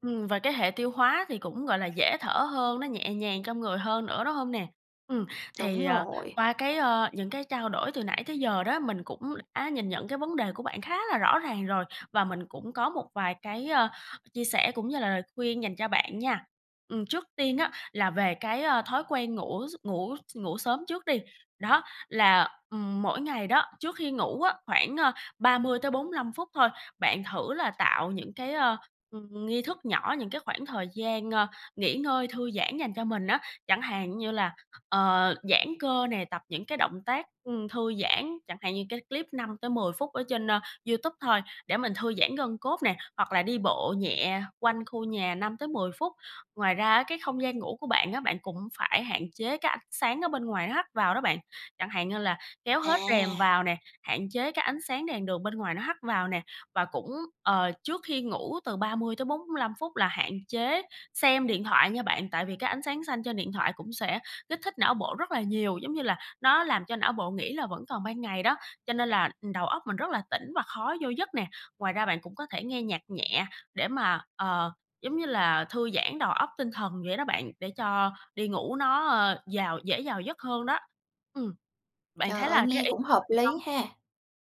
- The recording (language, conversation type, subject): Vietnamese, advice, Làm sao để kiểm soát thói quen ngủ muộn, ăn đêm và cơn thèm đồ ngọt khó kiềm chế?
- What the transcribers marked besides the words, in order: other background noise; unintelligible speech